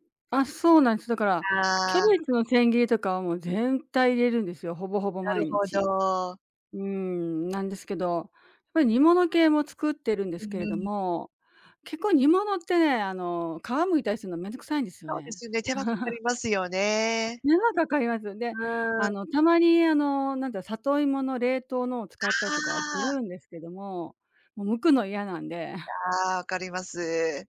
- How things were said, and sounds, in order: chuckle; other background noise; chuckle
- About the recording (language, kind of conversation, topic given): Japanese, advice, 食事計画を続けられないのはなぜですか？